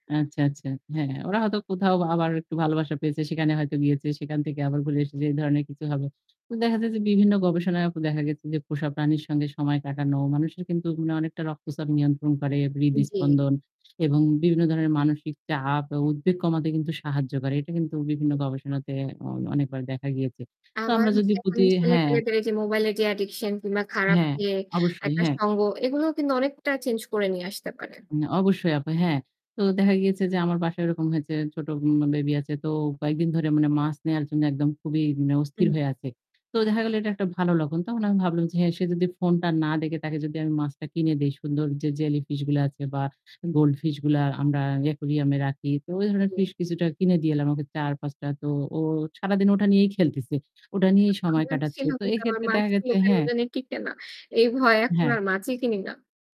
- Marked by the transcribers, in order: static; "ঘুরে" said as "ঘুলে"; other background noise; distorted speech; in English: "addiction"; "লক্ষণ" said as "লখন"; in English: "aquarium"
- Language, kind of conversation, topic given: Bengali, unstructured, আপনি কি বিশ্বাস করেন যে প্রাণীর সঙ্গে মানুষের বন্ধুত্ব সত্যিকারের হয়?
- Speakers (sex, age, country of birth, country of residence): female, 25-29, Bangladesh, Bangladesh; female, 30-34, Bangladesh, Bangladesh